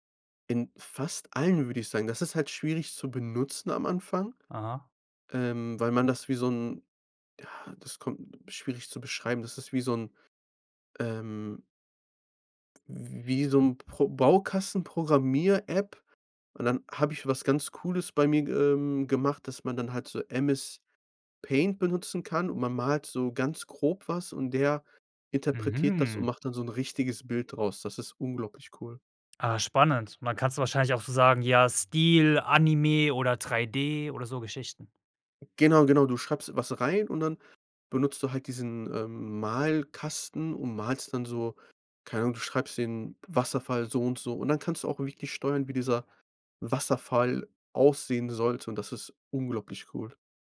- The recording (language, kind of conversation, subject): German, podcast, Welche Apps erleichtern dir wirklich den Alltag?
- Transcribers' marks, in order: stressed: "unglaublich"